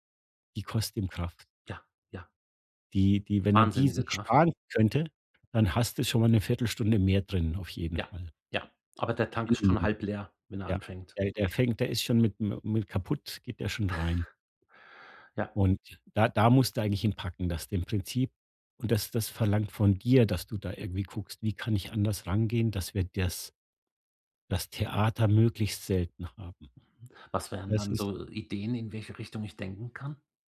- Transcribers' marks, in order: unintelligible speech; snort
- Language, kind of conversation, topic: German, advice, Wie kann ich nachhaltige Gewohnheiten und Routinen aufbauen, die mir langfristig Disziplin geben?